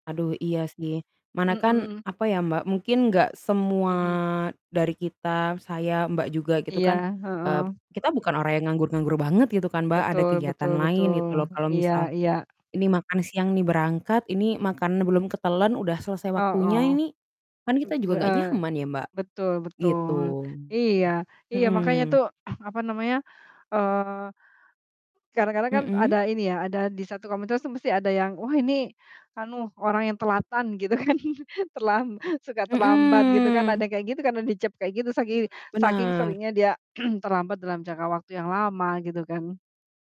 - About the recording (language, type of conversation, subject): Indonesian, unstructured, Mengapa orang sering terlambat meskipun sudah berjanji?
- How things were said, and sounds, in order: static; tapping; throat clearing; distorted speech; other background noise; laughing while speaking: "gitu kan, terlam"; chuckle; throat clearing